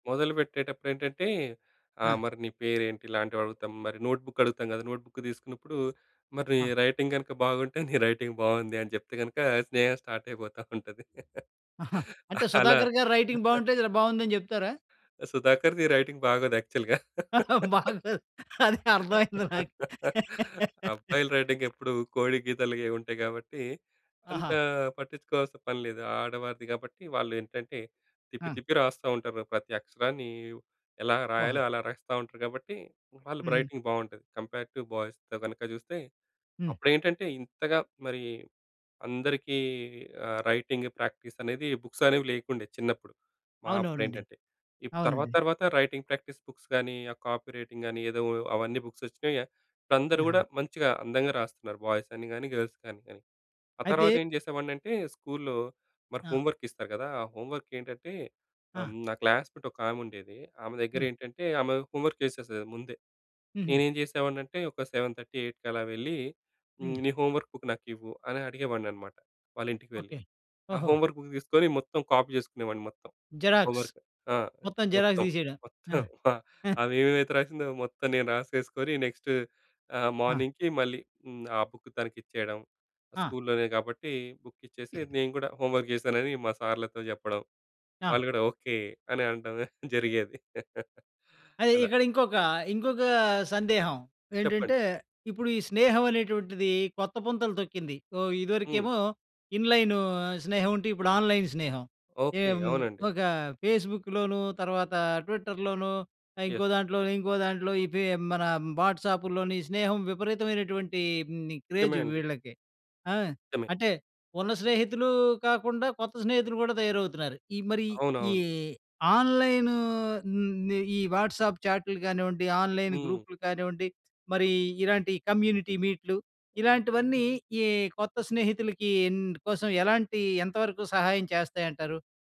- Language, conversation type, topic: Telugu, podcast, కొత్త చోటుకు వెళ్లినప్పుడు మీరు కొత్త స్నేహితులను ఎలా చేసుకుంటారు?
- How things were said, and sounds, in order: in English: "నోట్‌బుక్"; in English: "నోట్ బుక్"; in English: "రైటింగ్"; laughing while speaking: "నీ రైటింగ్"; in English: "రైటింగ్"; in English: "స్టార్ట్"; laughing while speaking: "అయిపోతా ఉంటది. అలా"; in English: "రైటింగ్"; in English: "రైటింగ్"; in English: "యాక్చువల్‌గా"; laughing while speaking: "బాగోదు. అది అర్ధమైంది నాకు"; laugh; in English: "రైటింగ్"; other background noise; in English: "రైటింగ్"; in English: "కంపేరేటివ్ బాయ్స్"; in English: "రైటింగ్ ప్రాక్టీస్"; in English: "బుక్స్"; in English: "రైటింగ్ ప్రాక్టీస్ బుక్స్"; in English: "కాపీ రైటింగ్"; in English: "బుక్స్"; in English: "బాయ్స్"; in English: "గర్ల్స్"; in English: "హోమ్ వర్క్"; in English: "హోమ్ వర్క్"; in English: "క్లాస్‌మేట్స్"; in English: "హోమ్ వర్క్"; in English: "సెవెన్ థర్టీ ఎయిట్‌కి"; in English: "హోమ్ వర్క్ బుక్"; in English: "హోమ్‌వర్క్ బుక్"; in English: "జిరాక్స్"; in English: "కాపీ"; in English: "జిరాక్స్"; in English: "హోమ్ వర్క్"; chuckle; in English: "నెక్స్ట్"; in English: "మార్నింగ్‌కి"; in English: "బుక్"; other noise; in English: "హోమ్ వర్క్"; laughing while speaking: "అని అనడం జరిగేది"; in English: "ఆన్‍లైన్"; in English: "ఫేస్‌బుక్"; in English: "ట్విట్టర్"; in English: "ఎస్"; in English: "వాట్సాప్"; in English: "వాట్సాప్"; in English: "ఆన్‌లైన్"; in English: "కమ్యూనిటీ"